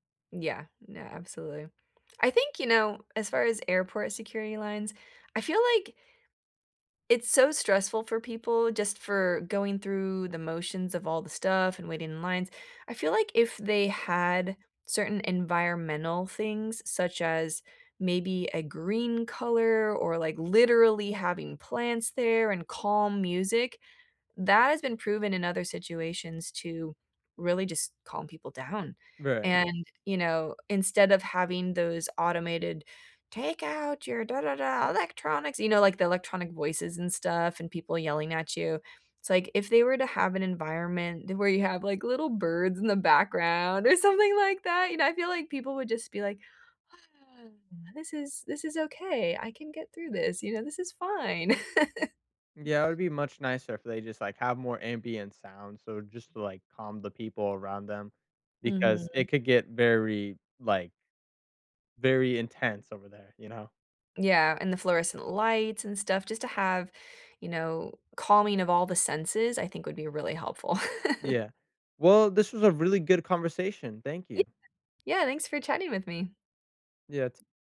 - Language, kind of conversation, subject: English, unstructured, What frustrates you most about airport security lines?
- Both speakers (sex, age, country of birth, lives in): female, 40-44, United States, United States; male, 20-24, United States, United States
- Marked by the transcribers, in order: put-on voice: "Take out your electronics"; other noise; sigh; laugh; tapping; laugh